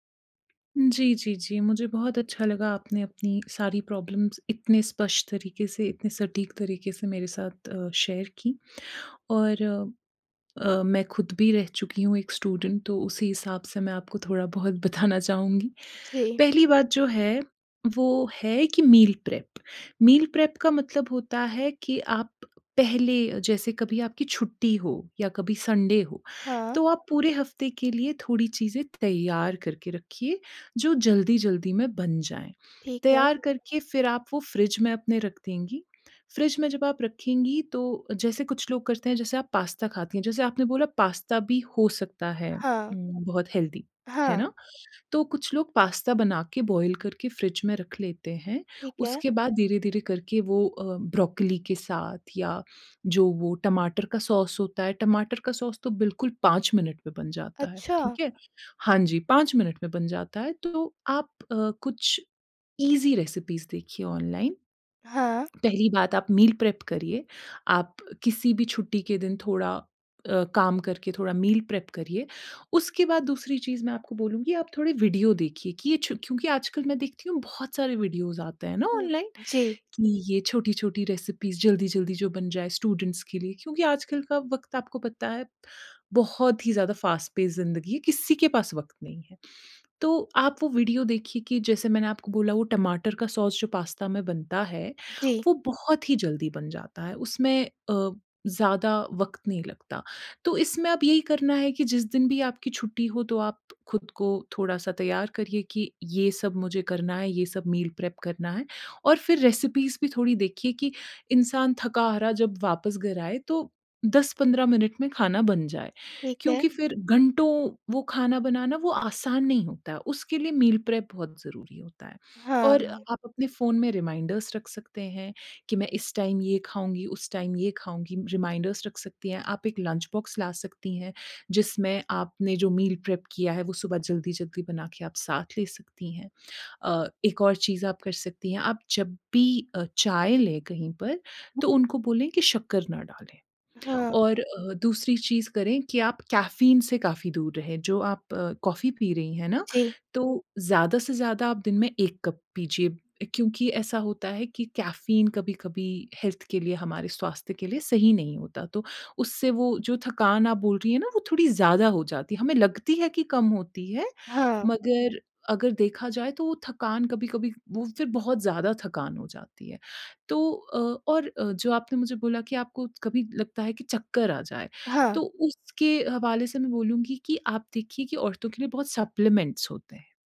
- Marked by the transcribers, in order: tapping; in English: "प्रॉब्लम्स"; in English: "शेयर"; in English: "स्टूडेंट"; laughing while speaking: "बताना"; in English: "मील प्रेप, मील प्रेप"; in English: "संडे"; in English: "हेल्थी"; in English: "बॉयल"; in English: "सॉस"; in English: "सॉस"; in English: "ईज़ी रेसिपीज़"; lip smack; in English: "मील प्रेप"; in English: "मील प्रेप"; in English: "वीडियोज़"; in English: "रेसिपीज़"; in English: "स्टूडेंट्स"; in English: "फ़ास्ट पेस"; in English: "सॉस"; in English: "मील प्रेप"; in English: "रेसिपीज़"; in English: "मील प्रेप"; in English: "रिमाइंडर्स"; in English: "टाइम"; in English: "टाइम"; in English: "रिमाइंडर्स"; in English: "लंच बॉक्स"; in English: "मील प्रेप"; other noise; lip smack; in English: "हेल्थ"; in English: "सप्लीमेंट्स"
- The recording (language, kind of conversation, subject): Hindi, advice, खाने के समय का रोज़ाना बिगड़ना
- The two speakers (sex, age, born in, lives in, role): female, 25-29, India, India, user; female, 30-34, India, India, advisor